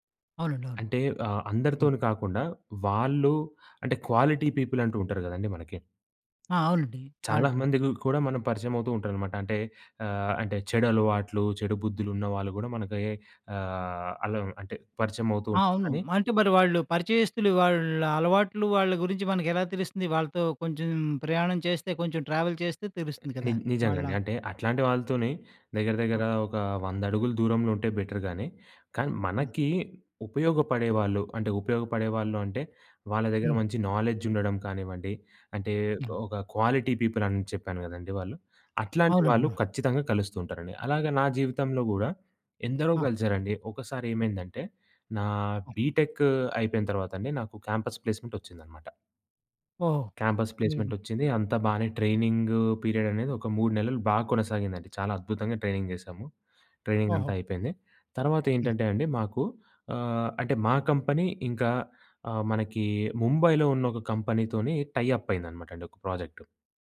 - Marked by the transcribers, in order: in English: "క్వాలిటీ పీపుల్"; tapping; in English: "క్వాలిటీ"; in English: "ట్రావెల్"; in English: "బెటర్"; in English: "నాలెడ్జ్"; in English: "క్వాలిటీ పీపుల్"; other background noise; in English: "క్యాంపస్ ప్లేస్‌మెంట్"; in English: "ట్రైనింగ్"; in English: "ట్రైనింగ్"; in English: "కంపెనీ"; in English: "కంపెనీతోని టైఅప్"
- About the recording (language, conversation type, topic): Telugu, podcast, నీవు ఆన్‌లైన్‌లో పరిచయం చేసుకున్న మిత్రులను ప్రత్యక్షంగా కలవాలని అనిపించే క్షణం ఎప్పుడు వస్తుంది?